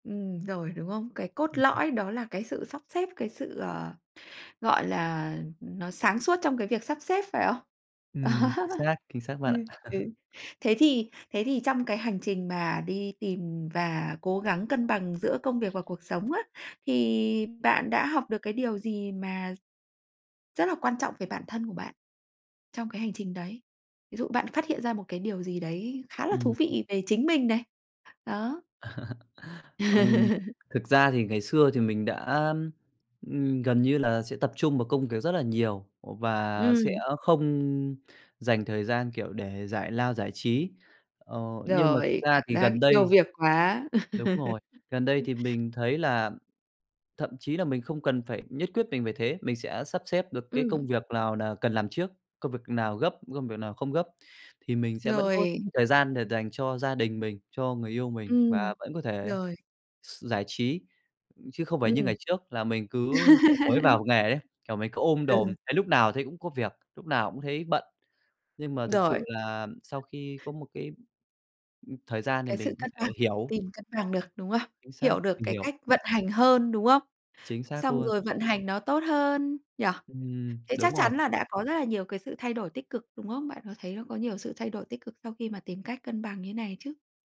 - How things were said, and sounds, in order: tapping; laugh; other background noise; laugh; laugh; laugh
- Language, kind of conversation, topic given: Vietnamese, podcast, Bạn đánh giá cân bằng giữa công việc và cuộc sống như thế nào?